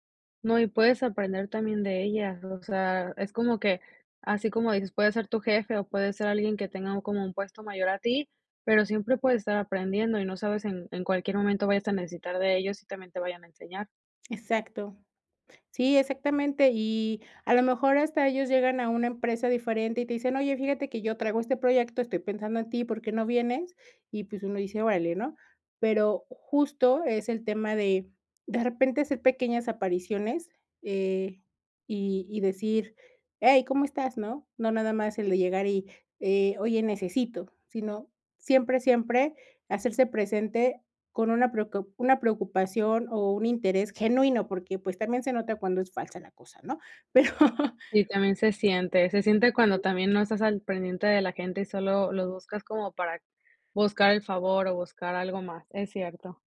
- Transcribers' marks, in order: laughing while speaking: "Pero"
- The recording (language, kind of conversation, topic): Spanish, podcast, ¿Cómo creas redes útiles sin saturarte de compromisos?